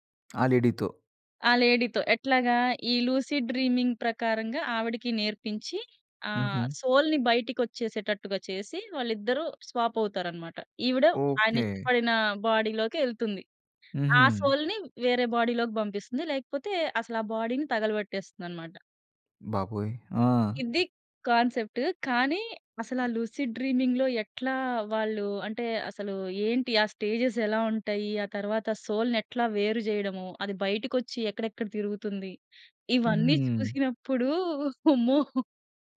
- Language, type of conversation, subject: Telugu, podcast, ఇప్పటివరకు మీరు బింగే చేసి చూసిన ధారావాహిక ఏది, ఎందుకు?
- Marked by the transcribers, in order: tongue click; in English: "లేడీతో?"; in English: "లేడీ‌తో"; in English: "లూసీ డ్రీమింగ్"; in English: "సోల్‌ని"; in English: "స్వాప్"; in English: "సోల్‌ని"; in English: "బాడీ‌లోకి"; in English: "బాడీని"; in English: "కాన్సెప్ట్"; in English: "స్టేజ్‌స్"; in English: "సోల్‌ని"; chuckle